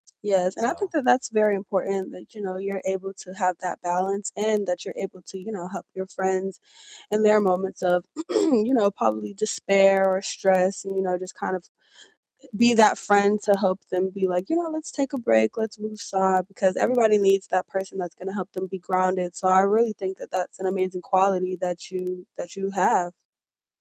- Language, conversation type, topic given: English, unstructured, What is something you want to improve in your personal life this year, and what might help?
- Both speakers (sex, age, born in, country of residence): female, 20-24, United States, United States; male, 40-44, United States, United States
- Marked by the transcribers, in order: other background noise; static; distorted speech; throat clearing